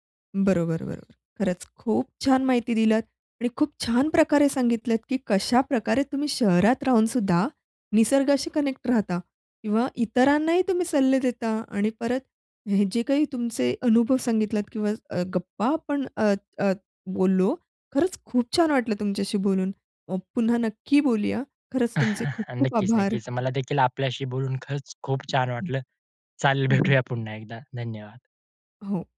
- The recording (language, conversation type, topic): Marathi, podcast, शहरात राहून निसर्गाशी जोडलेले कसे राहता येईल याबद्दल तुमचे मत काय आहे?
- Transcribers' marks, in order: other background noise; in English: "कनेक्ट"; other noise